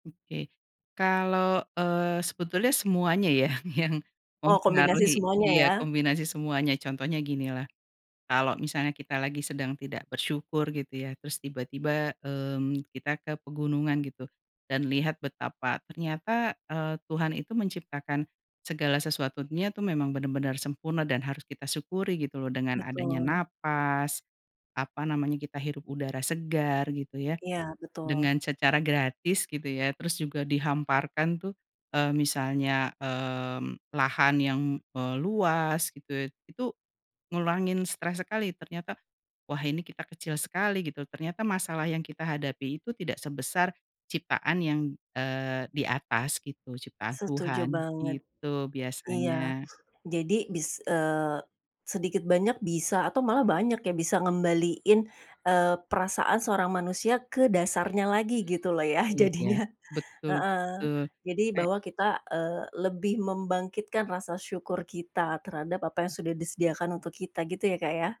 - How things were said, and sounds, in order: laughing while speaking: "ya"; tapping; other background noise; background speech; laughing while speaking: "ya, jadinya"
- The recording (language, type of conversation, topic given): Indonesian, podcast, Bagaimana alam membantu kesehatan mentalmu berdasarkan pengalamanmu?